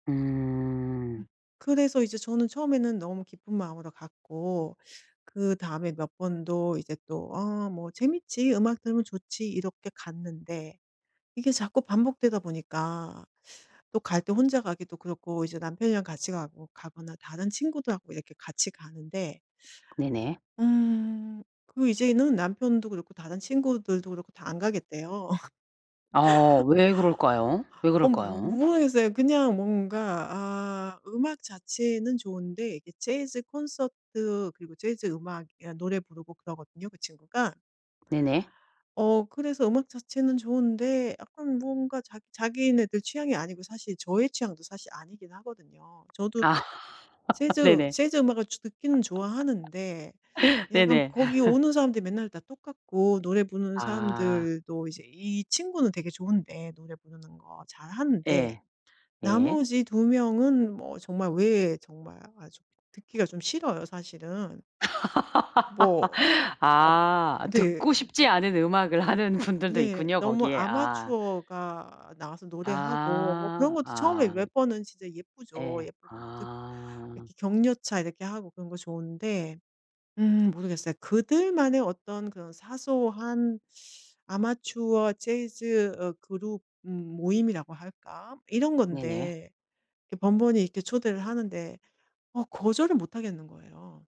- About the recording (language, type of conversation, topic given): Korean, advice, 거절이나 약속 취소가 너무 불안한데 어떻게 하면 좋을까요?
- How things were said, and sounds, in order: other background noise; tapping; laughing while speaking: "가겠대요"; laugh; laugh; laugh; laugh; laughing while speaking: "분들도"